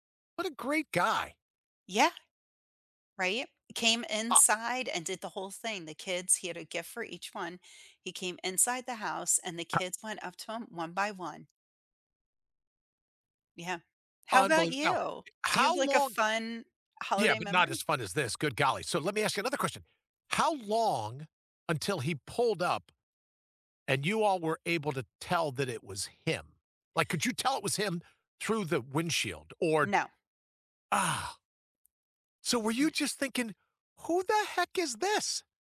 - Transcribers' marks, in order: tapping; other background noise
- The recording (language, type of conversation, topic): English, unstructured, Can you share a favorite holiday memory from your childhood?